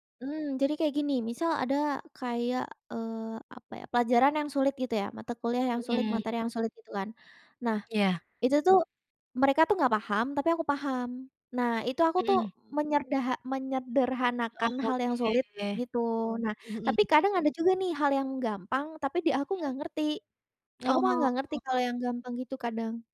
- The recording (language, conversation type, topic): Indonesian, podcast, Bagaimana pengalamanmu belajar bersama teman atau kelompok belajar?
- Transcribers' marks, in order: none